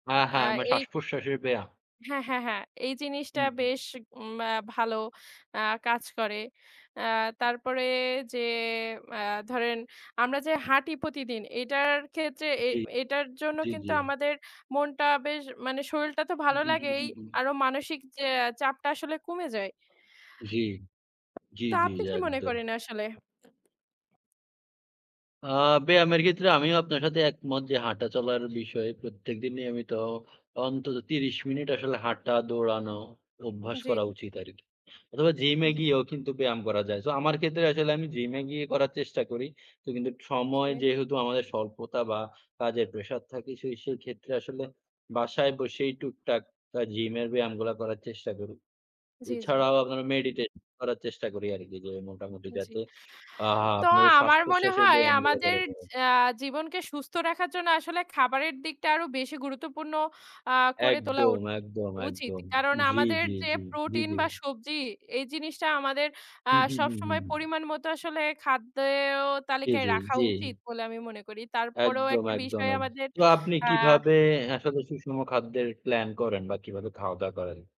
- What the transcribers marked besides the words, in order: "শরীরটা" said as "শরীলটা"; other background noise
- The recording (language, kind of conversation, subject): Bengali, unstructured, আপনি কীভাবে নিজেকে সুস্থ রাখেন?